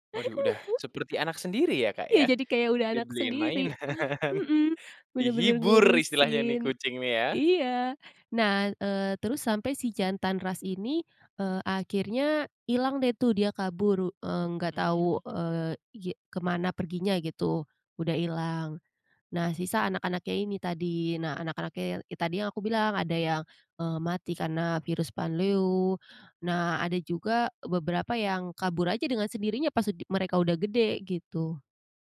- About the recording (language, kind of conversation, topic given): Indonesian, podcast, Apa kenangan terbaikmu saat memelihara hewan peliharaan pertamamu?
- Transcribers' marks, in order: laughing while speaking: "mainan"; tapping